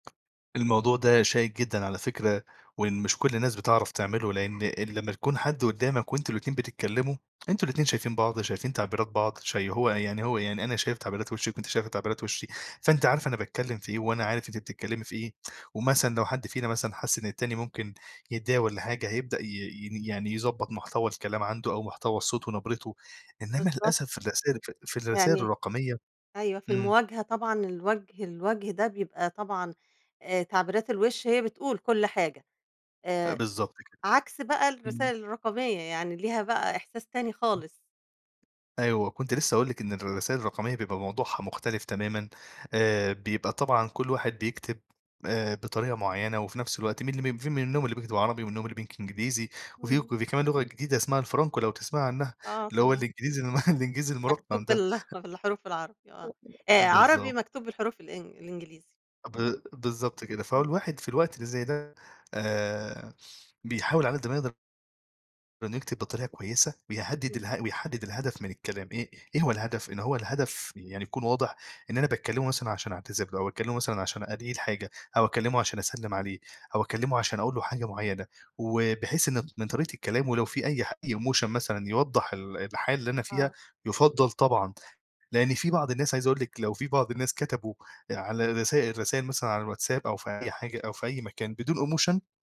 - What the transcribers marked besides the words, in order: tapping; laughing while speaking: "المه"; chuckle; unintelligible speech; in English: "emotion"; in English: "emotion"
- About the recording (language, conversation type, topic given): Arabic, podcast, إزاي توازن بين الصراحة والذوق في الرسائل الرقمية؟